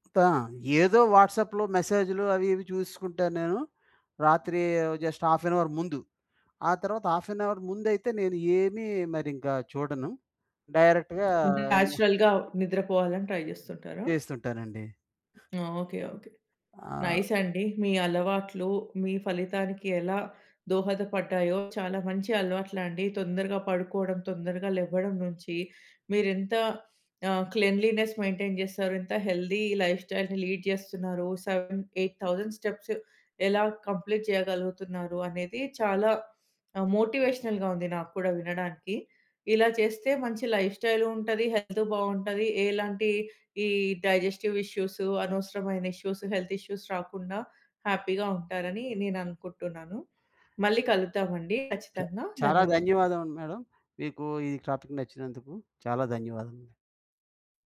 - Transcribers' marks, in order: in English: "వాట్సాప్‌లో మెసేజ్‌లు"; in English: "జస్ట్ హాఫ్ ఏన్ అవర్"; in English: "హాఫ్ ఏన్ అవర్"; other background noise; in English: "డైరెక్ట్‌గా"; in English: "నేచురల్‌గా"; in English: "ట్రై"; in English: "నైస్"; in English: "క్లెన్లీనెస్ మెయింటైన్"; in English: "హెల్తీ లైఫ్ స్టైల్‌ని లీడ్"; in English: "సెవెన్, ఎయిట్ థౌసండ్ స్టెప్స్"; in English: "కంప్లీట్"; in English: "మోటివేషనల్‌గా"; in English: "హెల్త్"; in English: "డైజెస్టివ్ ఇష్యూస్"; in English: "ఇష్యూస్,హెల్త్ ఇష్యూస్"; in English: "హ్యాపీగా"; in English: "మేడమ్"; in English: "టాపిక్"
- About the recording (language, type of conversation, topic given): Telugu, podcast, రోజూ ఏ అలవాట్లు మానసిక ధైర్యాన్ని పెంచడంలో సహాయపడతాయి?